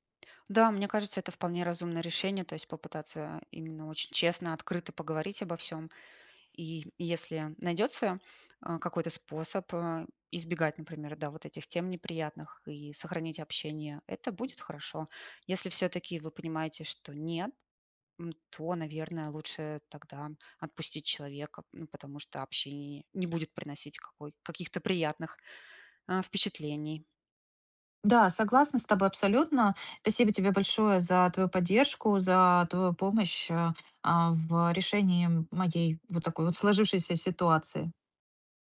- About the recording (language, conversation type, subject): Russian, advice, Как обсудить с другом разногласия и сохранить взаимное уважение?
- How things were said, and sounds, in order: none